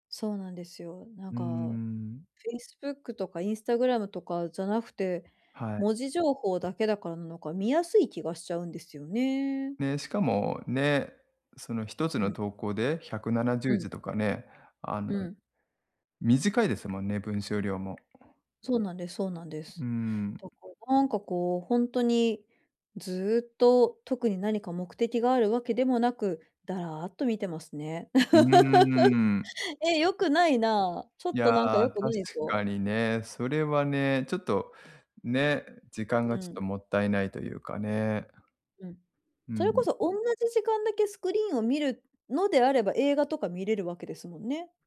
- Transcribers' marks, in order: tapping; other noise; laugh
- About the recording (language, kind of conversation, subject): Japanese, advice, デジタル疲れで映画や音楽を楽しめないとき、どうすればいいですか？